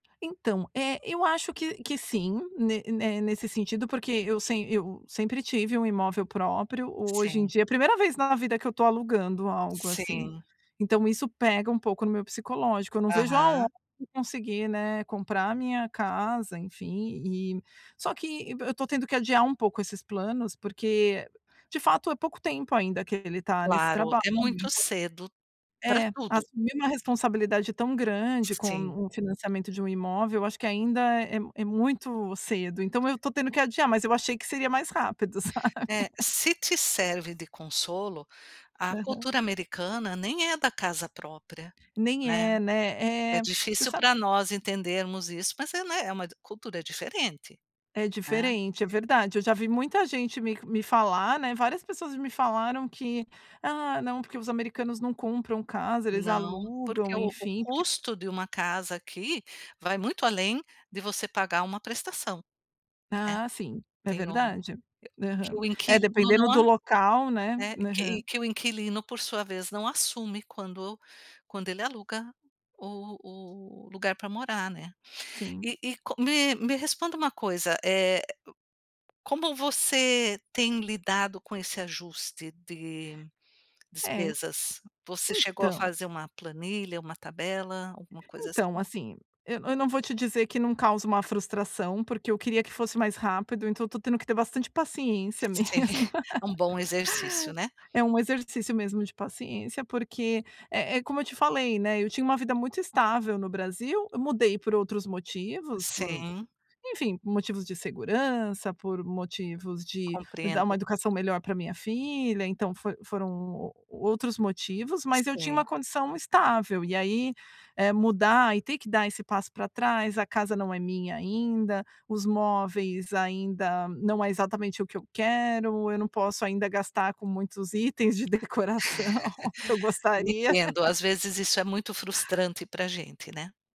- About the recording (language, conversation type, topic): Portuguese, advice, Como lidar com problemas financeiros inesperados que o obrigaram a cortar planos e reajustar prioridades?
- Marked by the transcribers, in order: other background noise; tapping; laughing while speaking: "sabe?"; laughing while speaking: "mesmo"; laugh; chuckle; laughing while speaking: "decoração"; laugh